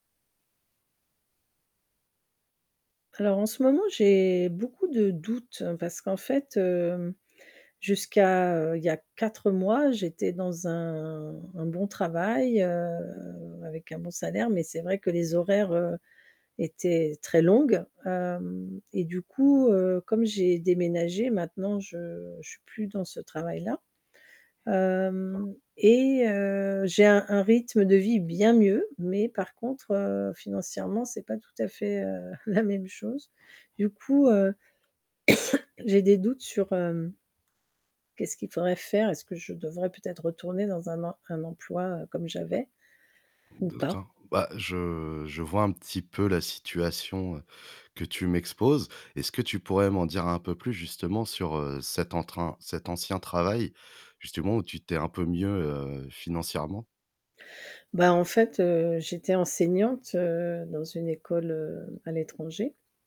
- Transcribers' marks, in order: static; background speech; tapping; other background noise; unintelligible speech; stressed: "bien mieux"; chuckle; cough; distorted speech
- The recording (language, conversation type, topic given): French, advice, Dois-je changer d’emploi ou simplement mieux me reposer ?